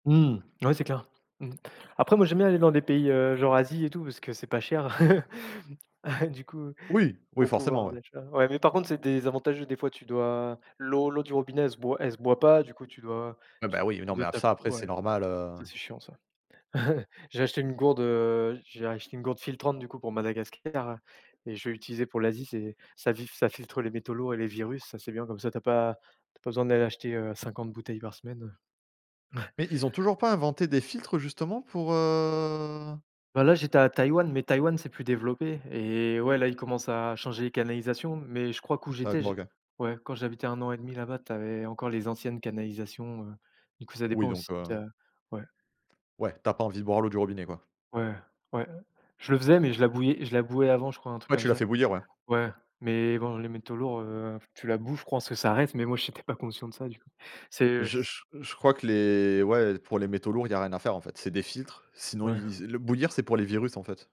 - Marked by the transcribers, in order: laugh; chuckle; chuckle; drawn out: "heu ?"; unintelligible speech
- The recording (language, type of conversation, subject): French, unstructured, Entre le vélo et la marche, quelle activité physique privilégiez-vous ?